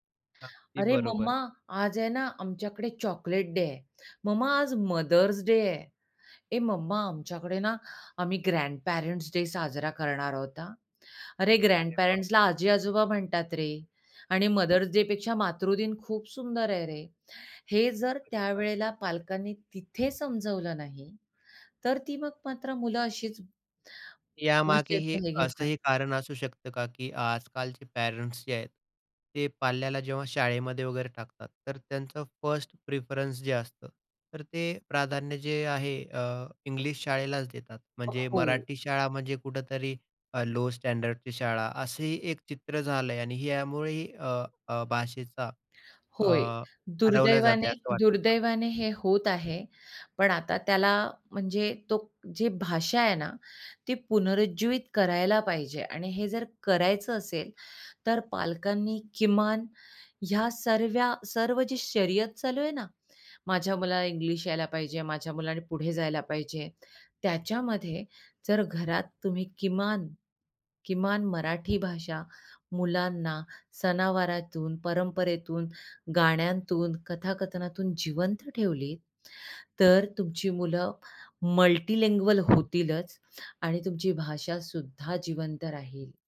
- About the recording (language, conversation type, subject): Marathi, podcast, भाषा हरवली तर आपली ओळखही हरवते असं तुम्हाला वाटतं का?
- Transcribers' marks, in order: in English: "ग्रँडपेरेंट्स डे"; in English: "ग्रँडपेरेंट्सला"; other background noise; unintelligible speech; other noise; tapping; in English: "फर्स्ट प्रिफरन्स"; in English: "लो स्टँडर्डची"; in English: "मल्टीलिंग्वल"